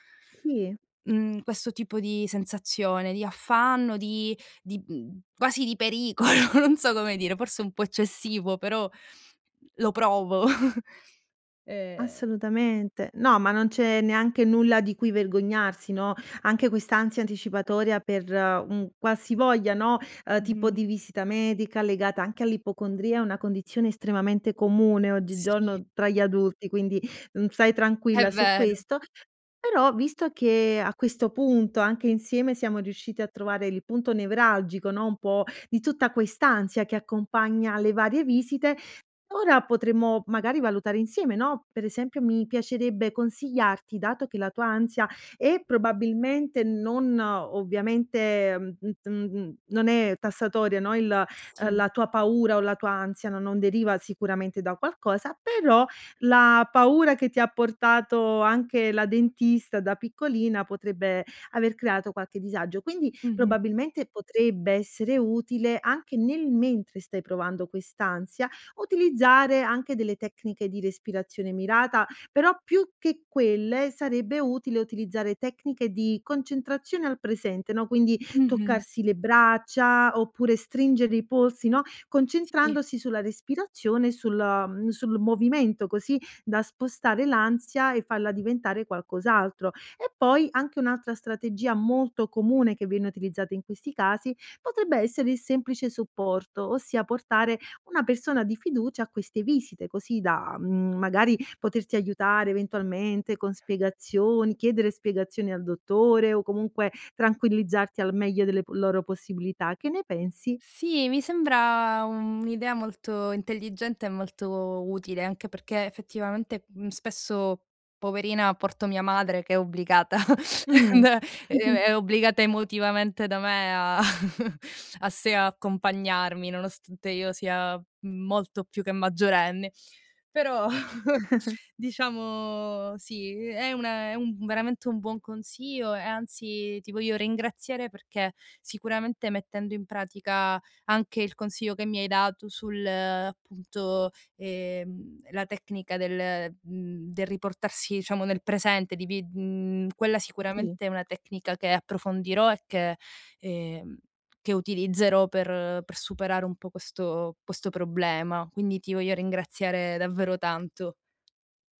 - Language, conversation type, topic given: Italian, advice, Come descriveresti la tua ansia anticipatoria prima di visite mediche o esami?
- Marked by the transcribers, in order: laughing while speaking: "pericolo, non so"; chuckle; "qualche" said as "quacche"; laughing while speaking: "è obbligata, ehm"; chuckle; chuckle; laughing while speaking: "Però"; chuckle